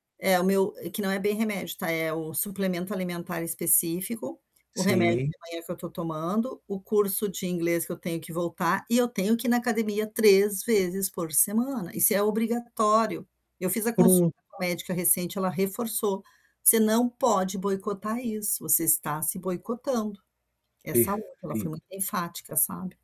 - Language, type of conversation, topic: Portuguese, advice, Como posso usar lembretes e metas para criar rotinas?
- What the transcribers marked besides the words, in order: static; distorted speech